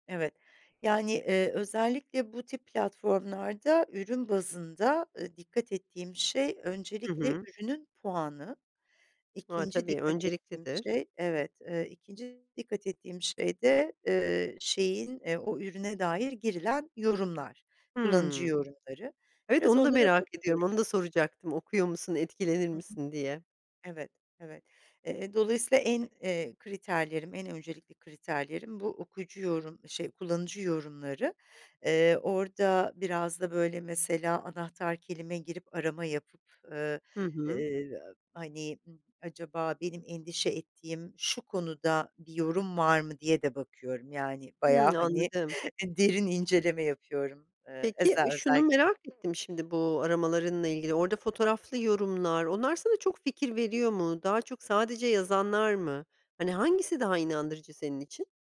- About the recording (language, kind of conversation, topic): Turkish, podcast, Çevrim içi alışveriş yaparken nelere dikkat ediyorsun ve yaşadığın ilginç bir deneyim var mı?
- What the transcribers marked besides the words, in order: laughing while speaking: "hani"